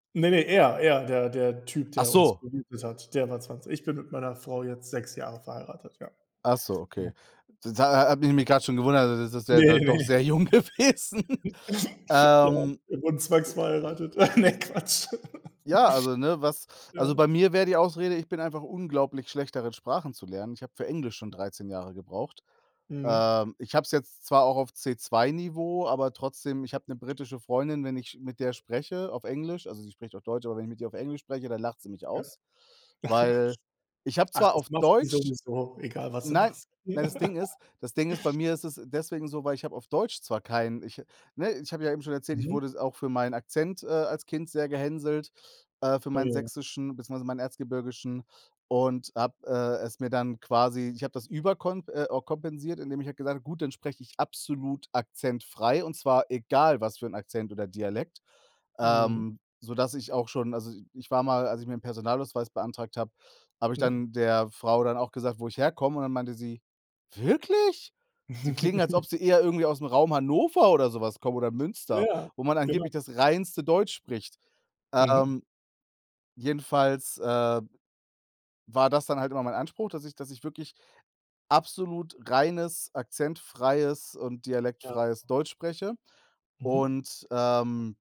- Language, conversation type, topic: German, unstructured, Wie feiert man Jahrestage oder besondere Momente am besten?
- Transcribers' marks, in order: unintelligible speech; other background noise; chuckle; laughing while speaking: "jung gewesen"; laugh; laughing while speaking: "Ah, ne"; chuckle; unintelligible speech; chuckle; laugh; chuckle; surprised: "Wirklich?"